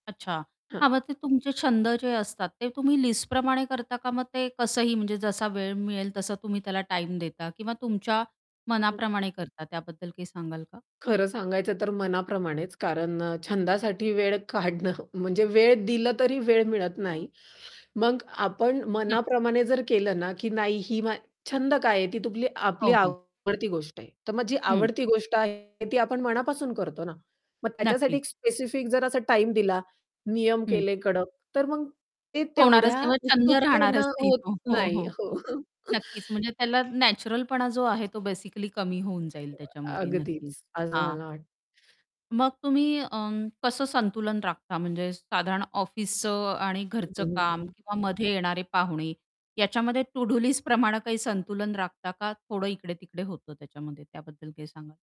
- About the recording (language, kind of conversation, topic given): Marathi, podcast, तुझी रोजची कामांची यादी कशी असते?
- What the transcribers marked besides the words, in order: static; distorted speech; laughing while speaking: "काढणं"; other background noise; laughing while speaking: "हो, हो"; laughing while speaking: "हो"; chuckle; in English: "बेसिकली"; unintelligible speech; in English: "टू-डू लिस्ट"